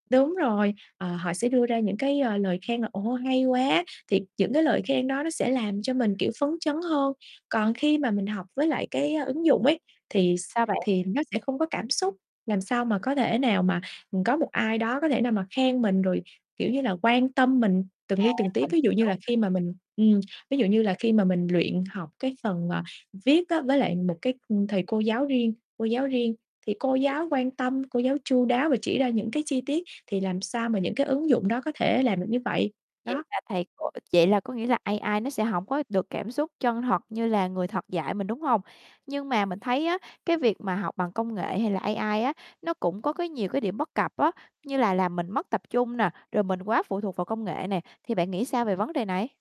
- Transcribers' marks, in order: tapping; distorted speech; static
- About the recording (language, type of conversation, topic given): Vietnamese, podcast, Bạn sử dụng công nghệ như thế nào để hỗ trợ việc học?